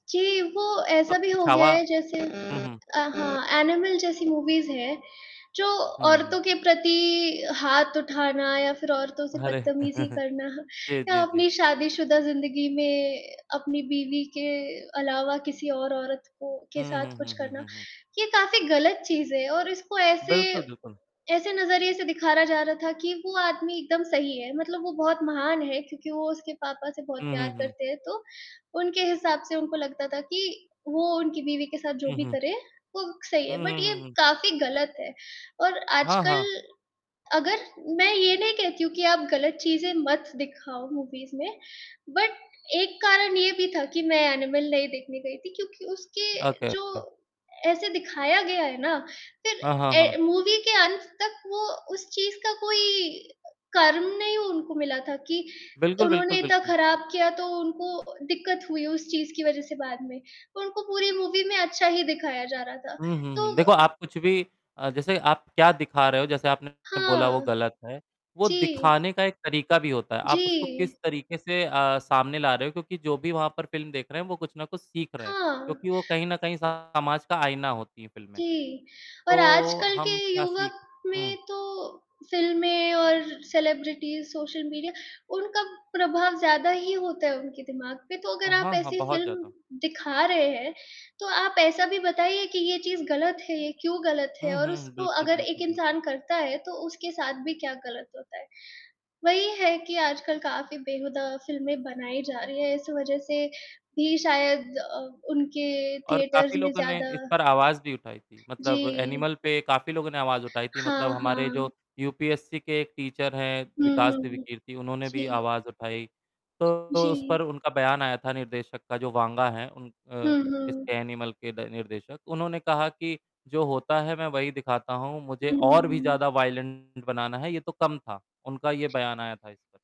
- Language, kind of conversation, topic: Hindi, unstructured, क्या आपको लगता है कि फिल्में सिर्फ पैसा कमाने के लिए ही बनाई जाती हैं?
- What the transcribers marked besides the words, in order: static; unintelligible speech; distorted speech; other background noise; in English: "मूवीज़"; laugh; "दिखाया" said as "दिखारा"; in English: "बट"; in English: "मूवीज़"; in English: "बट"; in English: "ओके, ओके"; in English: "मूवी"; tapping; in English: "मूवी"; in English: "सेलिब्रिटीज़"; in English: "थिएटर्स"; in English: "टीचर"; in English: "वायलेंट"